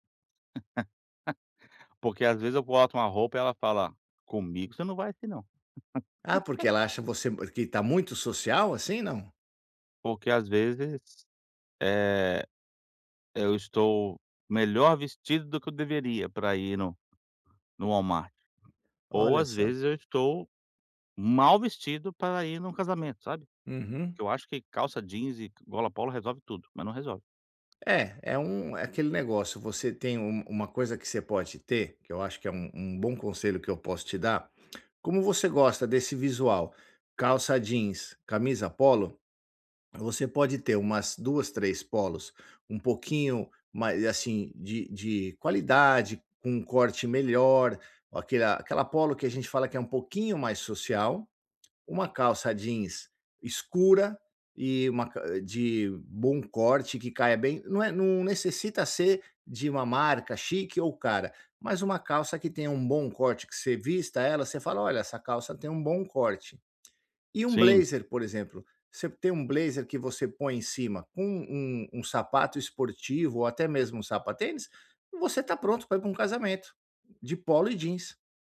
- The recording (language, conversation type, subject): Portuguese, advice, Como posso resistir à pressão social para seguir modismos?
- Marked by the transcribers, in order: laugh; laugh